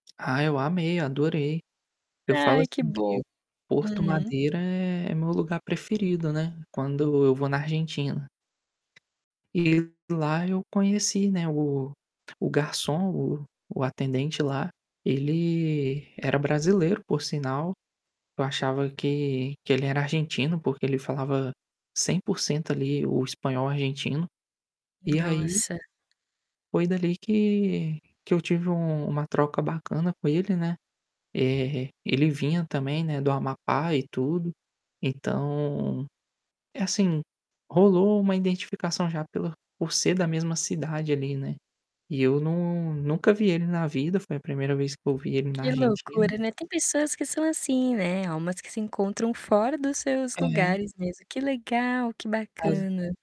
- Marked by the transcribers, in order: static; tapping; distorted speech; other background noise
- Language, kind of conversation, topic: Portuguese, podcast, Qual amizade que você fez numa viagem virou uma amizade de verdade?